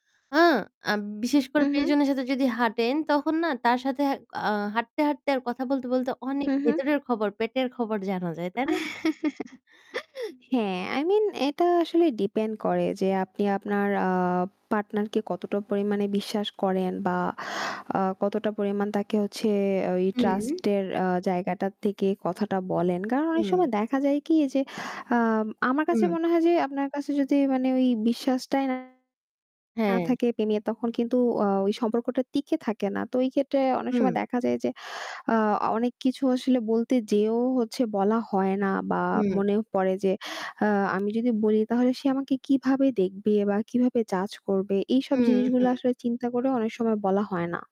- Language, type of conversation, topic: Bengali, unstructured, প্রেমে বিশ্বাস কতটা জরুরি?
- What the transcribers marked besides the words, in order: static; chuckle; distorted speech